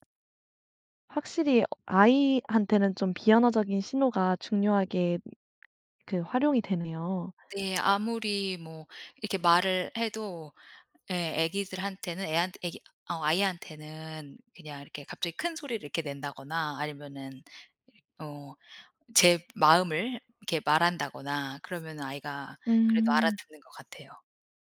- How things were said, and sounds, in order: other background noise
- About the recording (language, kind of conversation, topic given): Korean, podcast, 대화 중에 상대가 휴대폰을 볼 때 어떻게 말하면 좋을까요?